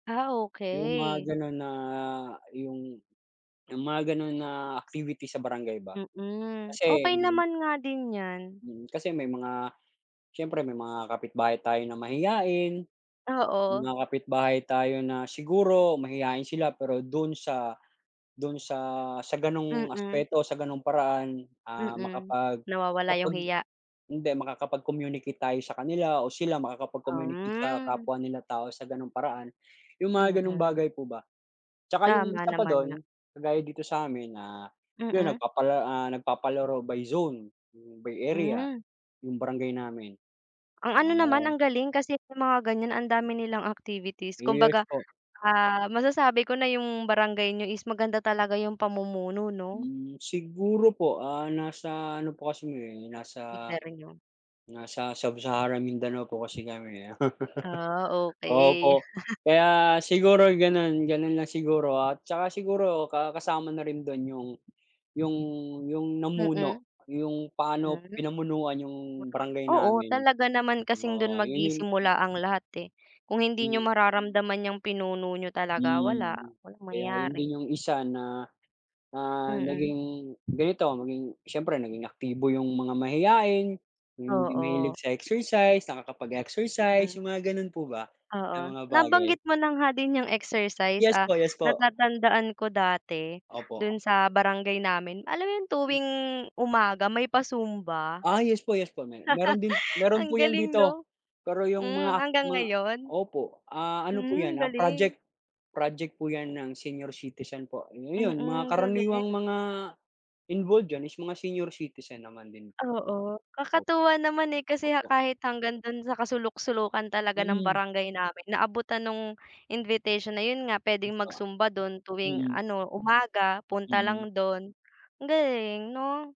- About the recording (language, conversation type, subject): Filipino, unstructured, Paano natin mapapalakas ang samahan ng mga residente sa barangay?
- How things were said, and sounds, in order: tapping; laugh; other background noise; "magsisimula" said as "magisimula"; laugh